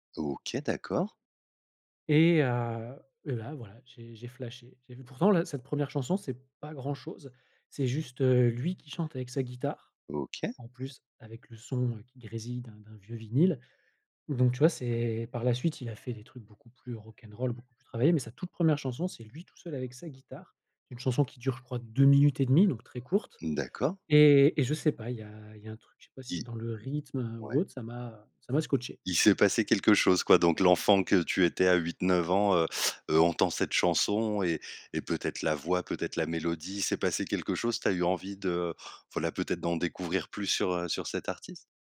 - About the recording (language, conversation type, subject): French, podcast, Quelle chanson t’a fait découvrir un artiste important pour toi ?
- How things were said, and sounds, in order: other background noise